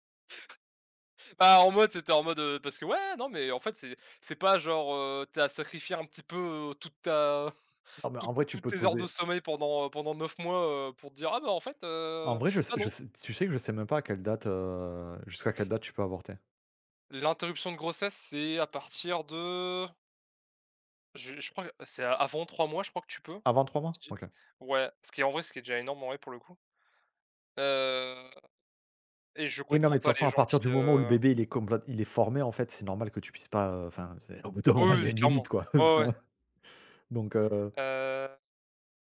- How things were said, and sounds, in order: laugh; unintelligible speech; laughing while speaking: "au bout d'un moment il y a une limite quoi"
- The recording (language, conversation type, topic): French, unstructured, Qu’est-ce qui te choque dans certaines pratiques médicales du passé ?